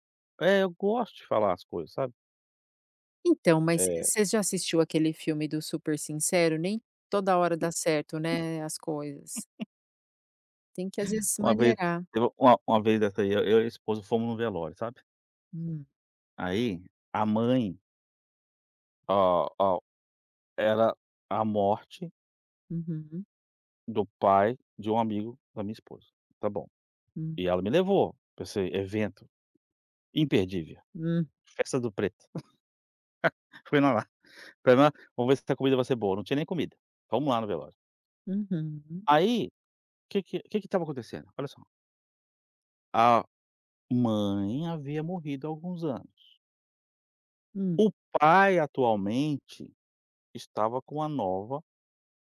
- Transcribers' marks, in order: chuckle; tapping; chuckle
- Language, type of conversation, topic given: Portuguese, advice, Como posso superar o medo de mostrar interesses não convencionais?